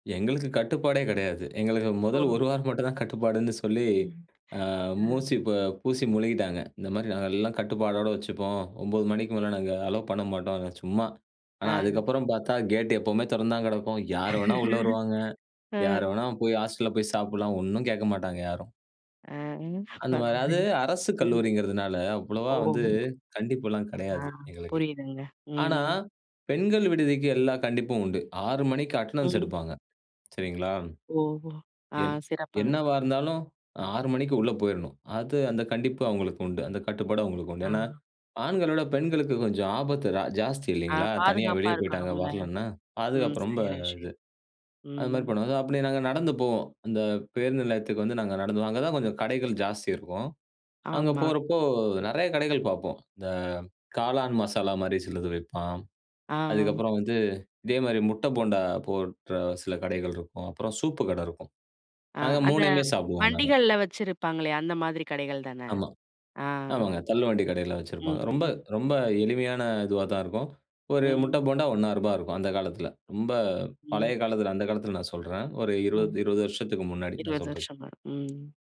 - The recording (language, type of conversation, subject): Tamil, podcast, நண்பருக்கு மனச்சோர்வு ஏற்பட்டால் நீங்கள் எந்த உணவைச் சமைத்து கொடுப்பீர்கள்?
- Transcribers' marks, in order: other background noise; tapping; laugh; in English: "அட்டெண்டன்ஸ்"; in English: "ஸோ"; other noise